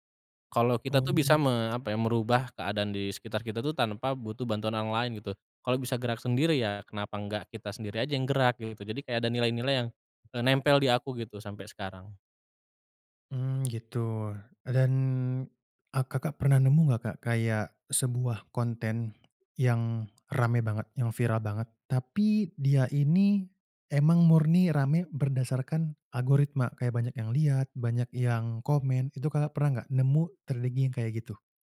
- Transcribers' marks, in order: none
- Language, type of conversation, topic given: Indonesian, podcast, Bagaimana pengaruh media sosial terhadap selera hiburan kita?